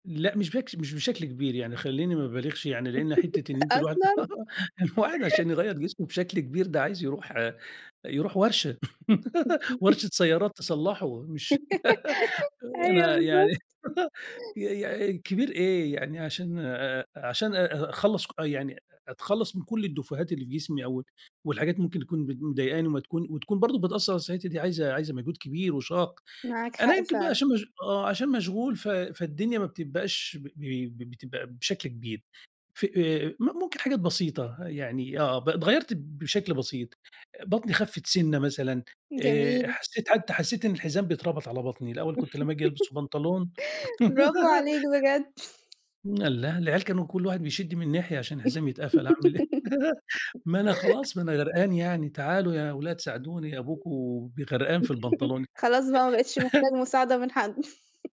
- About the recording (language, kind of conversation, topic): Arabic, podcast, إزاي بتحافظ على توازن ما بين صحتك النفسية وصحتك الجسدية؟
- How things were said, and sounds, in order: laugh; laugh; laughing while speaking: "الواحد"; laugh; in French: "الديفوهات"; laugh; tapping; laugh; laugh; laughing while speaking: "إيه؟"; laugh; chuckle; laugh